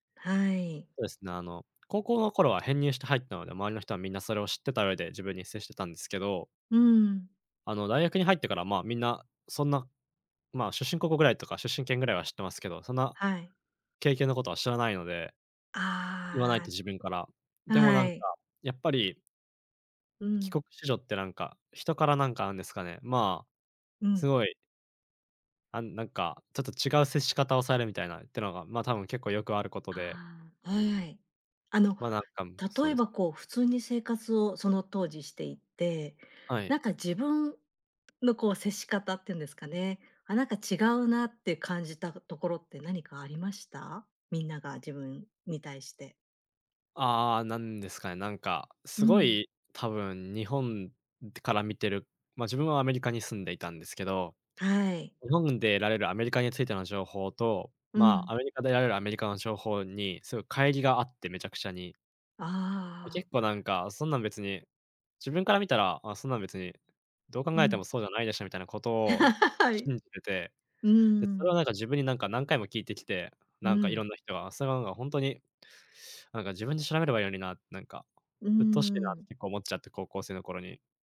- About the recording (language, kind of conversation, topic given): Japanese, advice, 新しい環境で自分を偽って馴染もうとして疲れた
- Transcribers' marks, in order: tapping; other background noise; laugh; laughing while speaking: "はい"